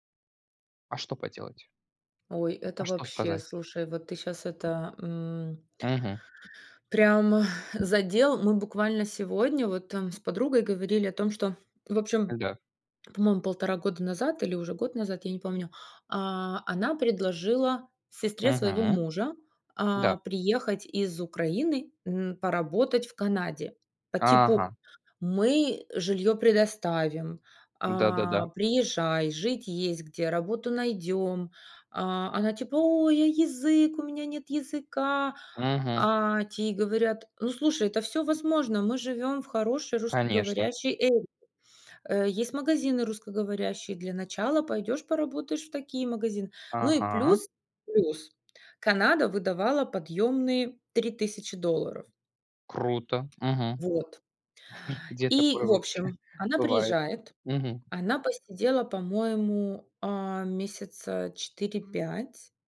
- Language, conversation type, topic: Russian, unstructured, Что мешает людям менять свою жизнь к лучшему?
- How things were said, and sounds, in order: other background noise; in English: "area"; tapping; chuckle